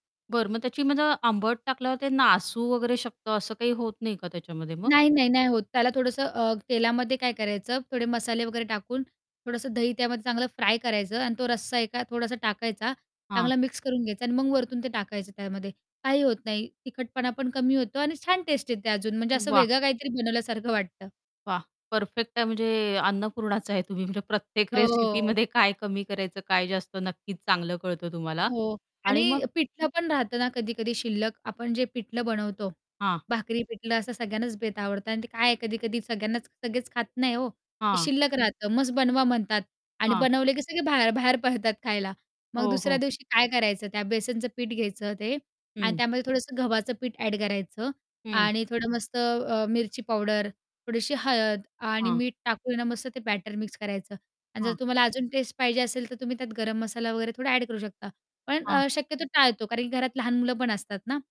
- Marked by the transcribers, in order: static; tapping; other background noise; distorted speech
- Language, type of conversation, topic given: Marathi, podcast, उरलेलं/कालचं अन्न दुसऱ्या दिवशी अगदी ताजं आणि नव्या चवीचं कसं करता?